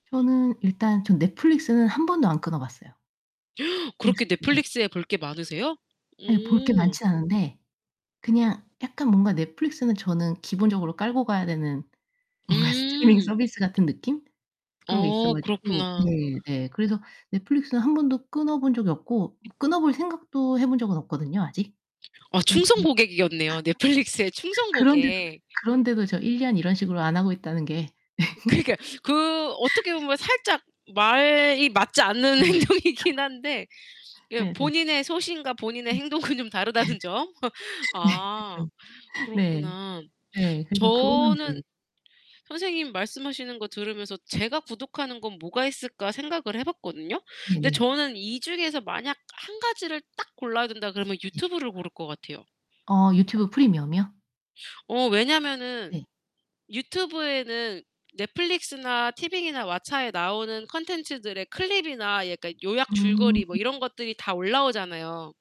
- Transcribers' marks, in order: other background noise; gasp; distorted speech; static; laughing while speaking: "뭔가"; tapping; laughing while speaking: "넷플릭스의"; laugh; laughing while speaking: "그런데도"; laughing while speaking: "그러니까요"; laugh; laughing while speaking: "행동이긴"; laughing while speaking: "네. 그쵸"; laughing while speaking: "행동은"; laughing while speaking: "예. 네. 그쵸"; laughing while speaking: "다르다는 점"; laugh
- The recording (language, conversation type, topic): Korean, podcast, 스트리밍 서비스 이용으로 소비 습관이 어떻게 달라졌나요?